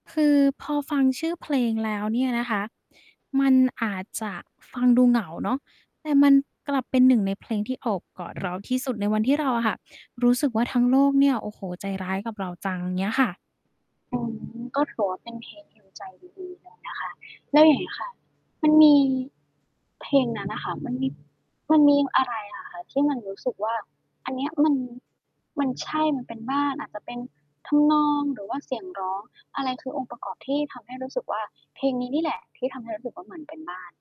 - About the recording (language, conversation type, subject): Thai, podcast, เพลงไหนที่ทำให้คุณรู้สึกปลอดภัยเหมือนได้กลับบ้าน เล่าให้ฟังหน่อยได้ไหม?
- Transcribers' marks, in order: mechanical hum; distorted speech; in English: "heal"